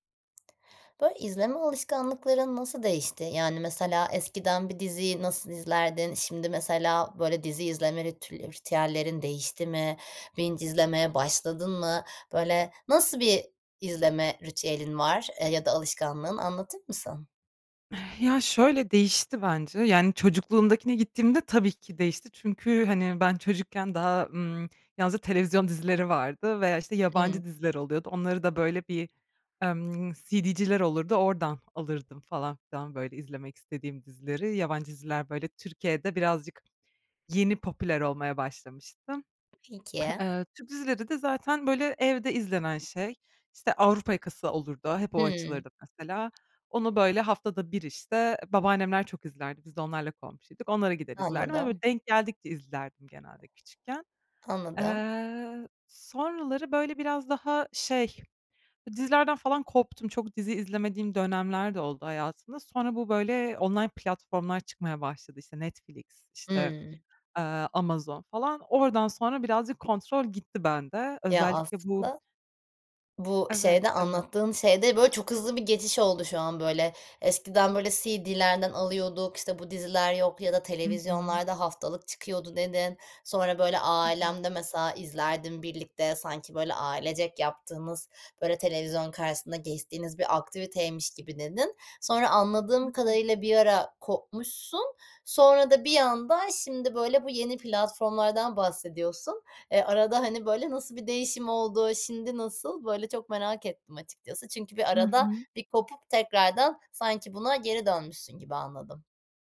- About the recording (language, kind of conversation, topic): Turkish, podcast, İzleme alışkanlıkların (dizi ve film) zamanla nasıl değişti; arka arkaya izlemeye başladın mı?
- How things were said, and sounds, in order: in English: "binge"; tapping; throat clearing; other background noise